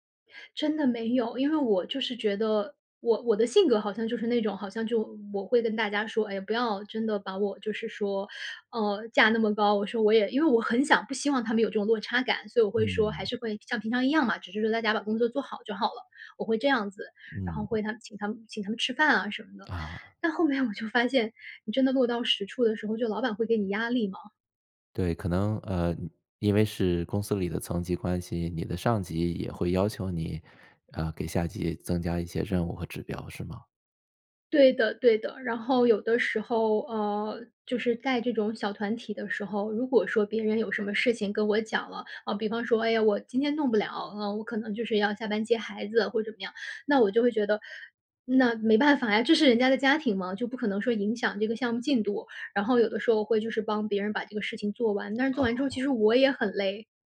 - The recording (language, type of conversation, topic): Chinese, podcast, 受伤后你如何处理心理上的挫败感？
- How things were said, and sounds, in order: other background noise